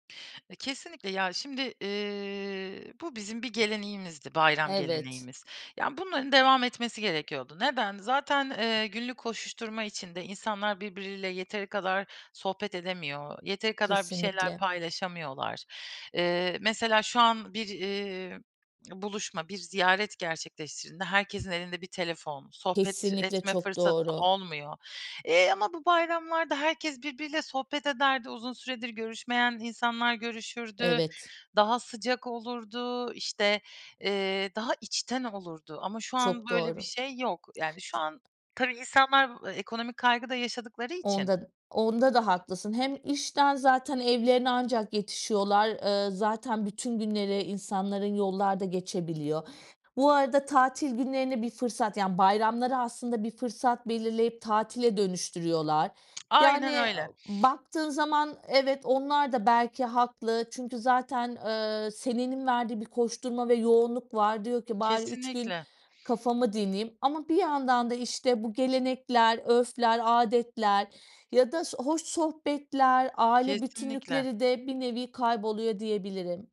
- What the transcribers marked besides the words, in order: tapping; other background noise
- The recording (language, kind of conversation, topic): Turkish, podcast, Bayramları evinizde nasıl geçirirsiniz?